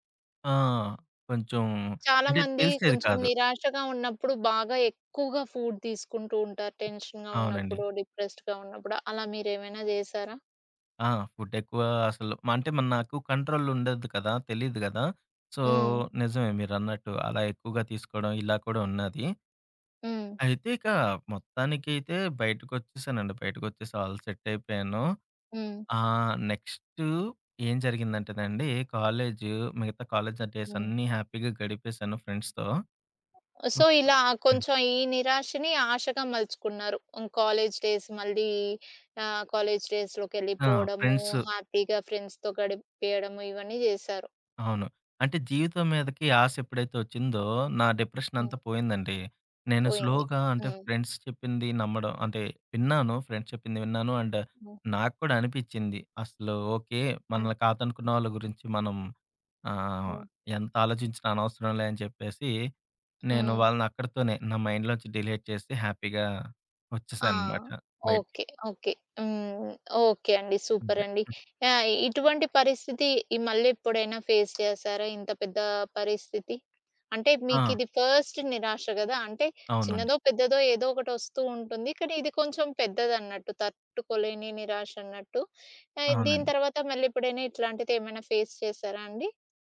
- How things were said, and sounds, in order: in English: "ఫుడ్"; other background noise; in English: "టెన్షన్‌గా"; in English: "డిప్రెస్డ్‌గా"; in English: "ఫుడ్"; in English: "కంట్రోల్"; in English: "సో"; in English: "ఆల్ సెట్"; in English: "కాలేజ్ డేస్"; in English: "హ్యాపీగా"; in English: "ఫ్రెండ్స్‌తో"; in English: "సో"; in English: "కాలేజ్ డేస్"; in English: "కాలేజ్"; in English: "హ్యాపీగా ఫ్రెండ్స్‌తో"; in English: "డిప్రెషన్"; in English: "స్లోగా"; in English: "ఫ్రెండ్స్"; in English: "ఫ్రెండ్స్"; in English: "అండ్"; in English: "మైండ్‌లో"; in English: "డిలీట్"; in English: "హ్యాపీగా"; tapping; in English: "ఫేస్"; in English: "ఫస్ట్"; in English: "ఫేస్"
- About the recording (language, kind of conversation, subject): Telugu, podcast, నిరాశను ఆశగా ఎలా మార్చుకోవచ్చు?